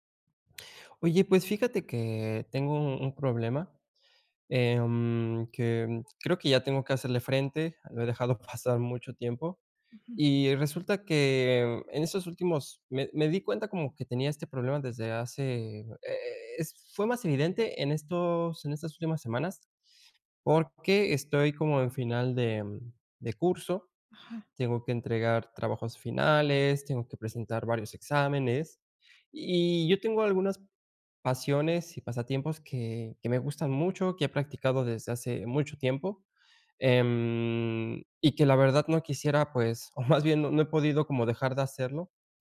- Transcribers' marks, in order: tapping; chuckle; drawn out: "em"; chuckle
- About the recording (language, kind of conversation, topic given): Spanish, advice, ¿Cómo puedo equilibrar mis pasatiempos y responsabilidades diarias?